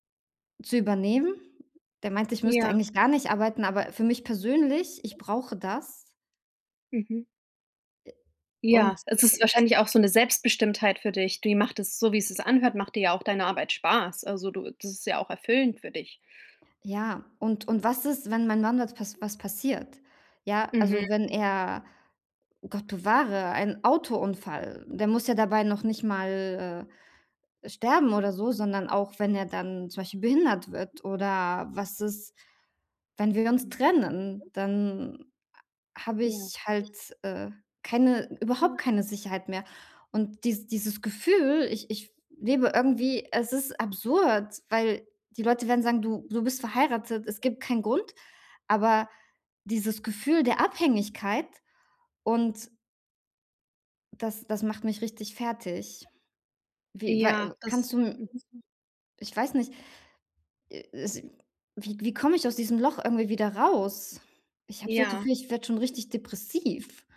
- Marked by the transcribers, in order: other background noise; background speech
- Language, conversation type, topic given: German, advice, Wie kann ich nach einem Rückschlag meine Motivation und meine Routine wiederfinden?